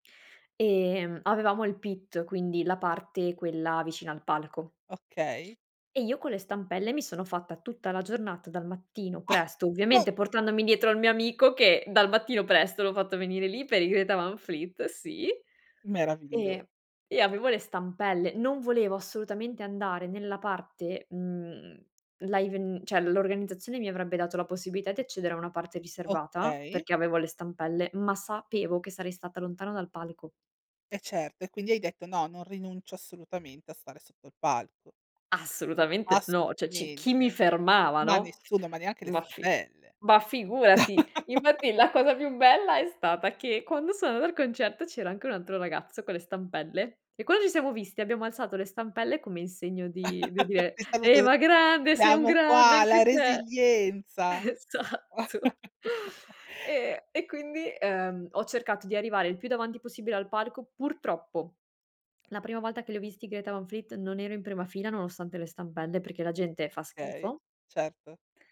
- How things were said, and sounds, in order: unintelligible speech; "cioè" said as "ceh"; stressed: "Assolutamente"; "Cioè" said as "ceh"; other background noise; laughing while speaking: "Infatti la cosa più bella"; chuckle; laughing while speaking: "quando sono o concerto"; chuckle; "dire" said as "die"; laughing while speaking: "Esatto"; chuckle; laughing while speaking: "Ehm e quindi"; stressed: "Purtroppo"; "Okay" said as "kay"
- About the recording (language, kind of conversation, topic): Italian, podcast, Che ruolo ha la musica nella tua vita di tutti i giorni?